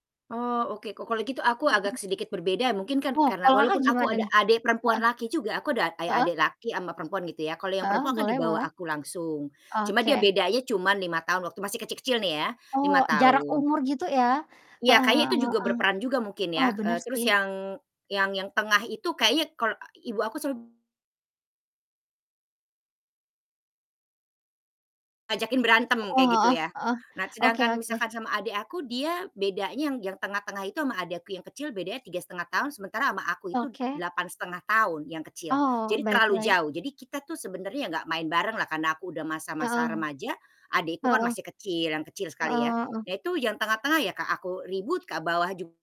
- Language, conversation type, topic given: Indonesian, unstructured, Bagaimana kamu menjaga hubungan tetap baik setelah terjadi konflik?
- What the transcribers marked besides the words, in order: static; distorted speech